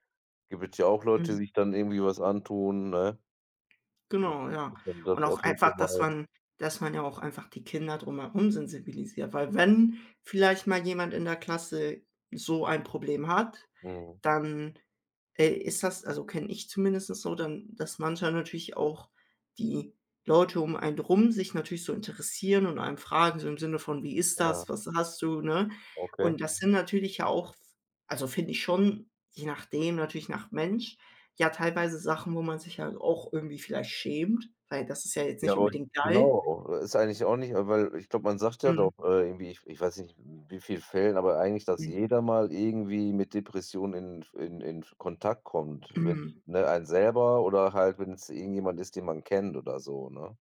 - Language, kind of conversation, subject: German, unstructured, Warum fällt es vielen Menschen schwer, bei Depressionen Hilfe zu suchen?
- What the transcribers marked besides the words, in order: tapping; unintelligible speech; other background noise; other noise